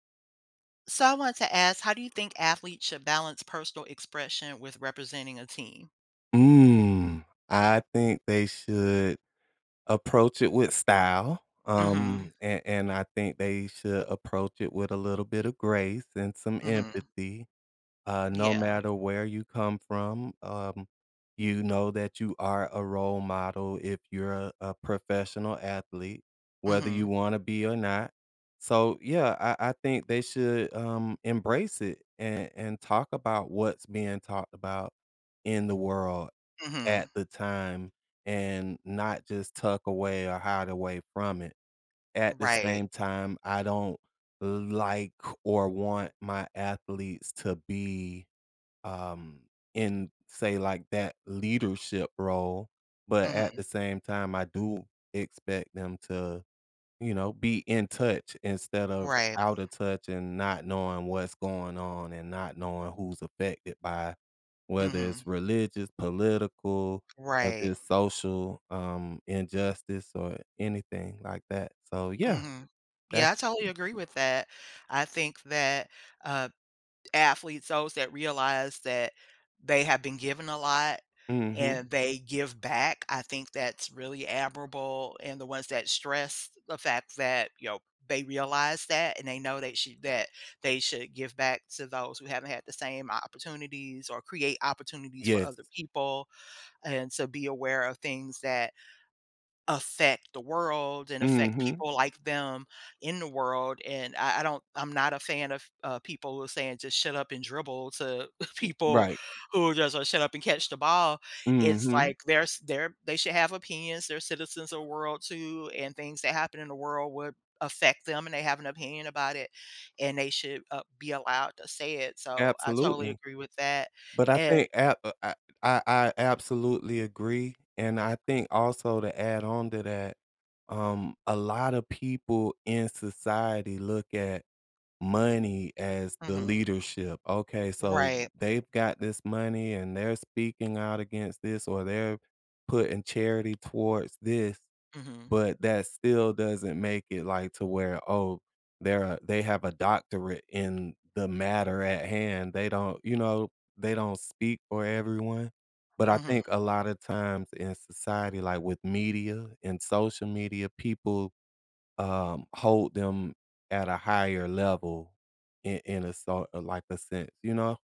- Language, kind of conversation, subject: English, unstructured, How should I balance personal expression with representing my team?
- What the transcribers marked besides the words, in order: drawn out: "Mm"; tapping; other background noise; unintelligible speech; background speech; chuckle